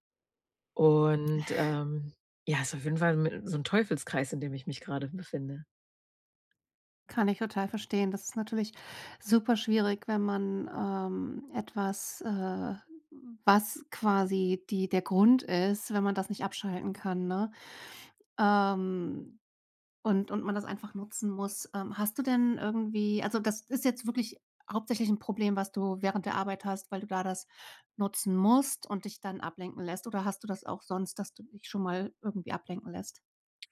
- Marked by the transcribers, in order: chuckle; stressed: "musst"
- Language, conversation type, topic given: German, advice, Wie kann ich digitale Ablenkungen verringern, damit ich mich länger auf wichtige Arbeit konzentrieren kann?